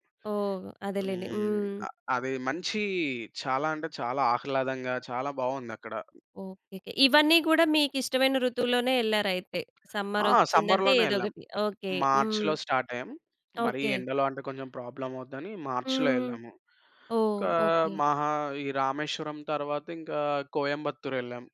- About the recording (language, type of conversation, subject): Telugu, podcast, మీకు అత్యంత ఇష్టమైన ఋతువు ఏది, అది మీకు ఎందుకు ఇష్టం?
- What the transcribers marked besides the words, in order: other background noise; in English: "సమ్మర్‌లోనే"; in English: "సమ్మర్"; in English: "స్టార్ట్"; in English: "ప్రాబ్లమ్"